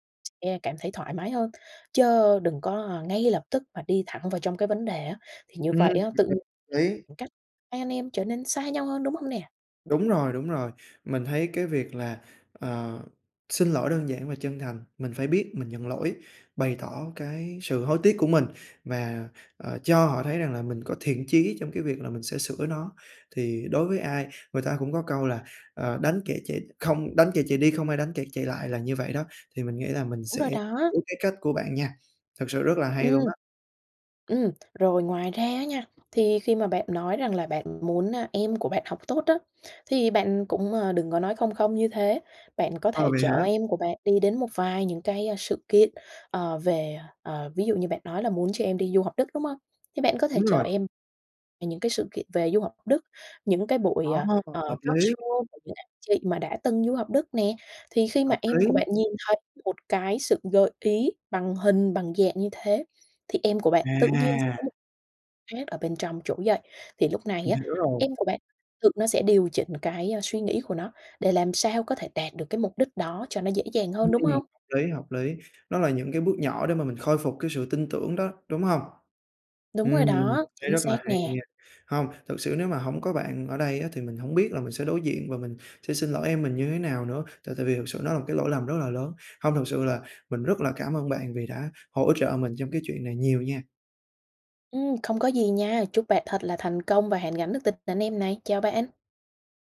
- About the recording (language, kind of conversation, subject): Vietnamese, advice, Làm sao để vượt qua nỗi sợ đối diện và xin lỗi sau khi lỡ làm tổn thương người khác?
- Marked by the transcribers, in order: tapping; unintelligible speech; unintelligible speech; in English: "talkshow"